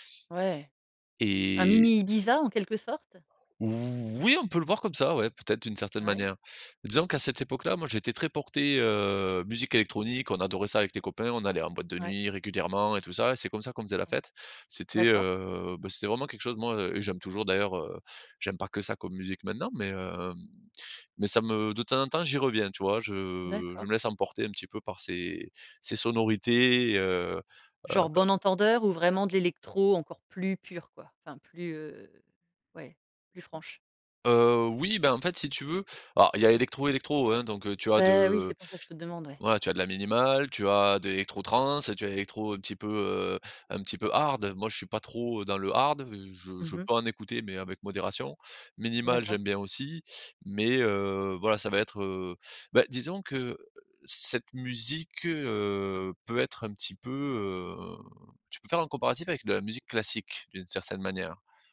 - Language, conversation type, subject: French, podcast, Quel est ton meilleur souvenir de festival entre potes ?
- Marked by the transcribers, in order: drawn out: "Oui"; drawn out: "heu"